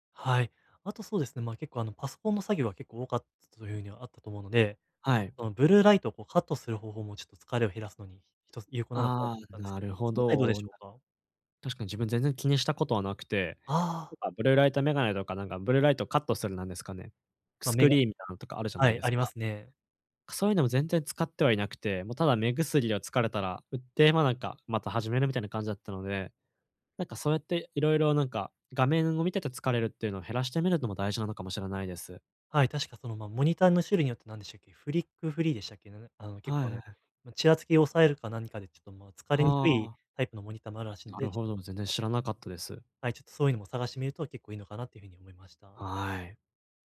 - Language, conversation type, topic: Japanese, advice, 家でゆっくり休んで疲れを早く癒すにはどうすればいいですか？
- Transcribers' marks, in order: in English: "フリックーフリー"